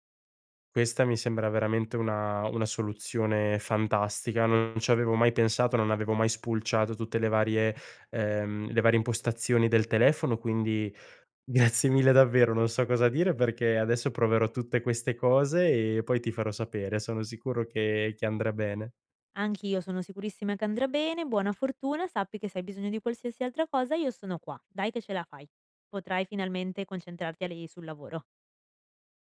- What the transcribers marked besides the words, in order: laughing while speaking: "grazie"
- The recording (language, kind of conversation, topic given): Italian, advice, In che modo il multitasking continuo ha ridotto la qualità e la produttività del tuo lavoro profondo?